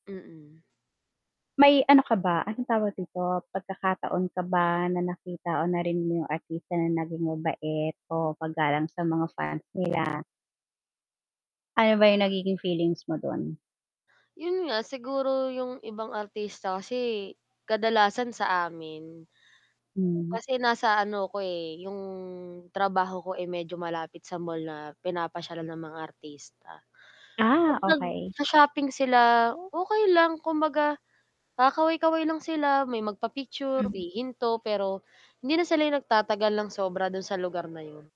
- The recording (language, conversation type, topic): Filipino, unstructured, Ano ang masasabi mo tungkol sa mga artistang nagiging bastos sa kanilang mga tagahanga?
- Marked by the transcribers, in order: static; distorted speech; other background noise